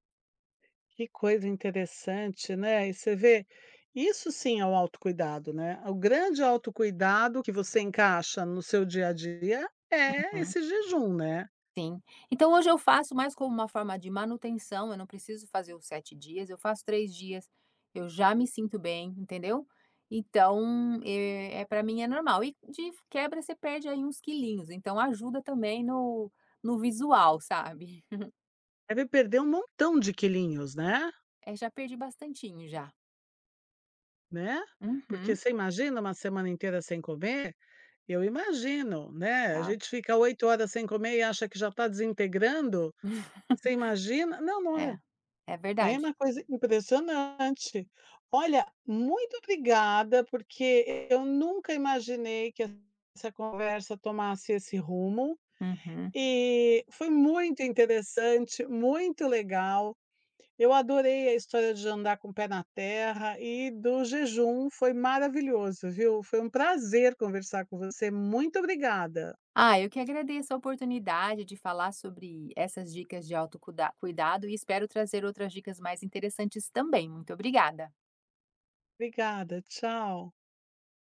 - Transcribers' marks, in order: other background noise; chuckle; chuckle
- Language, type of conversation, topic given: Portuguese, podcast, Como você encaixa o autocuidado na correria do dia a dia?